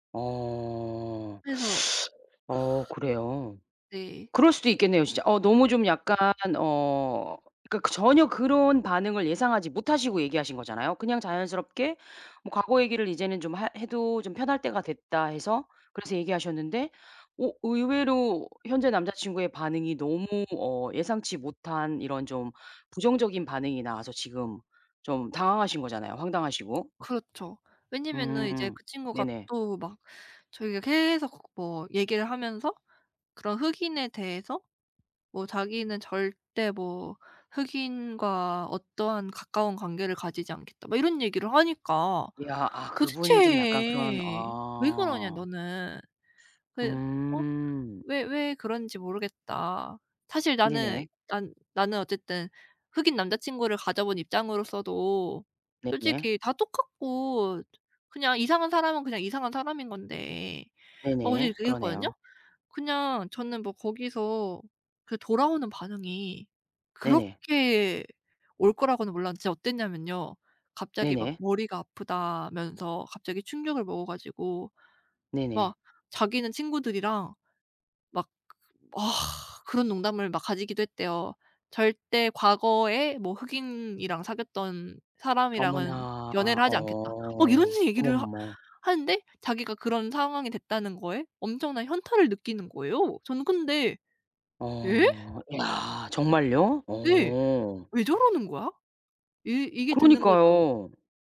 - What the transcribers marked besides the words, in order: teeth sucking; sigh; other background noise; tapping; other noise
- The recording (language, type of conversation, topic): Korean, advice, 과거 일에 집착해 현재를 즐기지 못하는 상태